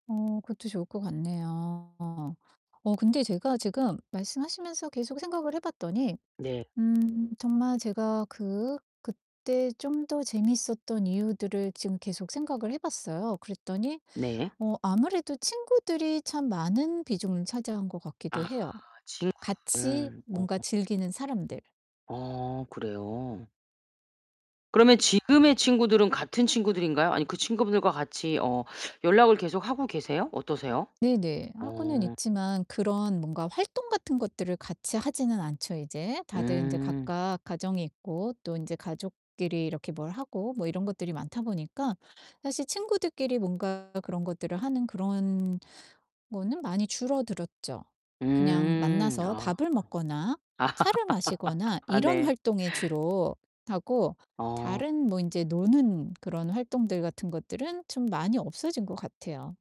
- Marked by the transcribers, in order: distorted speech; laugh
- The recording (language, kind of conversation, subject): Korean, advice, 어떤 일에 열정을 느끼는지 어떻게 알 수 있을까요?